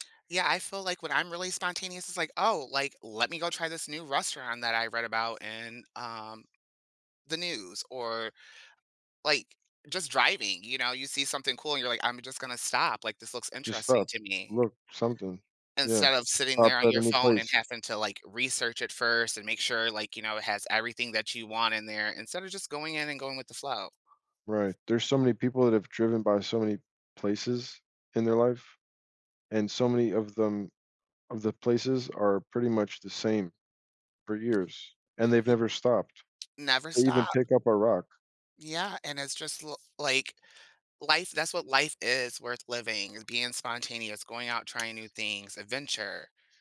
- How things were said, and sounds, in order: other background noise; tapping
- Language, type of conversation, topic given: English, unstructured, How do you decide when to be spontaneous versus when to plan carefully?
- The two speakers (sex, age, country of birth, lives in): male, 35-39, United States, United States; male, 35-39, United States, United States